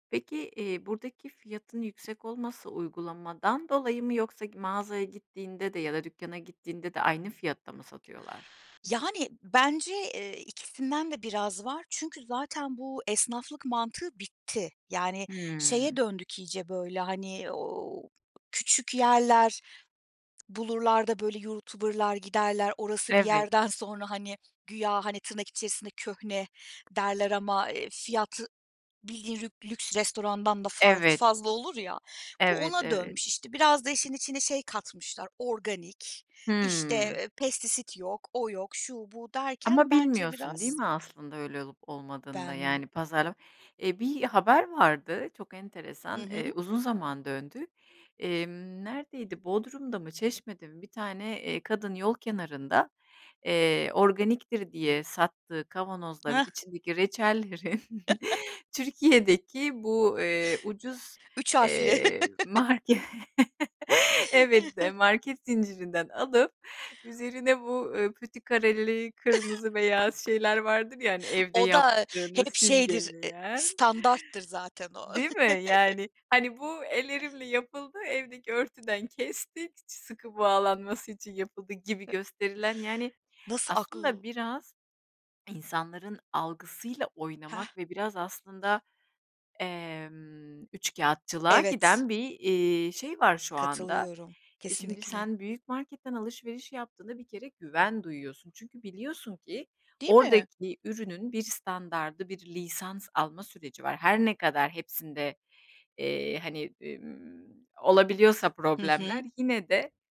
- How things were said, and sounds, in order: other background noise; lip smack; chuckle; laughing while speaking: "reçellerin"; chuckle; laughing while speaking: "marke"; chuckle; chuckle; chuckle; joyful: "Bu ellerimle yapıldı, evdeki örtüden kestik ç sıkı bağlanması için yapıldı"; tapping
- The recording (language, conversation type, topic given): Turkish, podcast, Hızlı teslimat ve çevrim içi alışveriş, yerel esnafı nasıl etkiliyor?